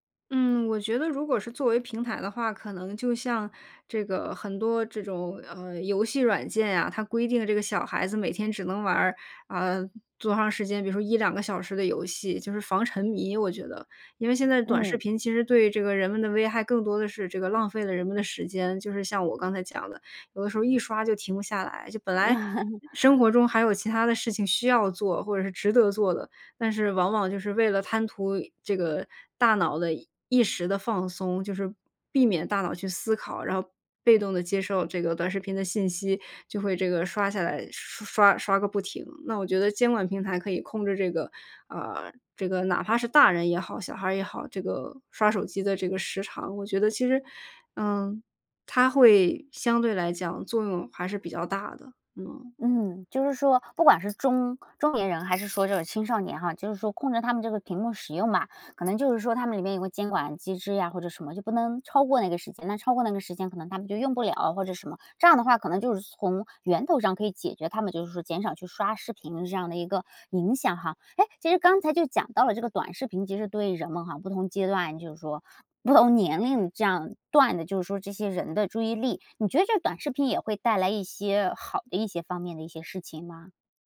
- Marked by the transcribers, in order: tapping; other background noise; laugh; laughing while speaking: "不同年龄"
- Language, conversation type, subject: Chinese, podcast, 短视频是否改变了人们的注意力，你怎么看？